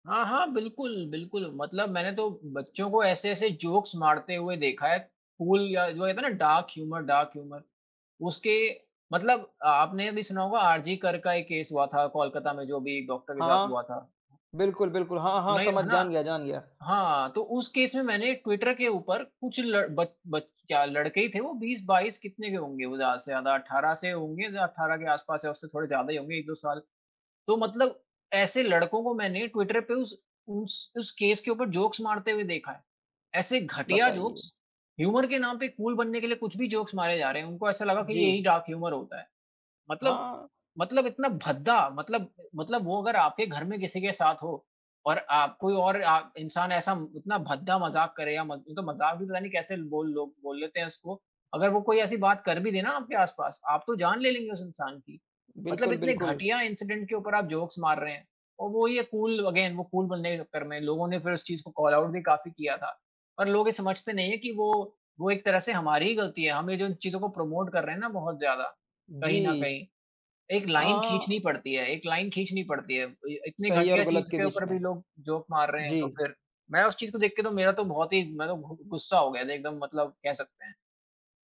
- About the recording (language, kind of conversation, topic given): Hindi, unstructured, क्या आपको लगता है कि सामाजिक माध्यम रिश्तों को बदल रहे हैं?
- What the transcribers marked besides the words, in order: in English: "जोक्स"; in English: "कूल"; in English: "डार्क ह्यूमर डार्क ह्यूमर"; in English: "केस"; in English: "केस"; in English: "केस"; in English: "जोक्स"; in English: "जोक्स, ह्यूमर"; in English: "कूल"; in English: "जोक्स"; in English: "डार्क ह्यूमर"; in English: "इन्सिडेंट"; in English: "जोक्स"; in English: "कूल अगेन"; in English: "कूल"; in English: "कॉल ऑउट"; in English: "प्रमोट"; tapping; in English: "जोक"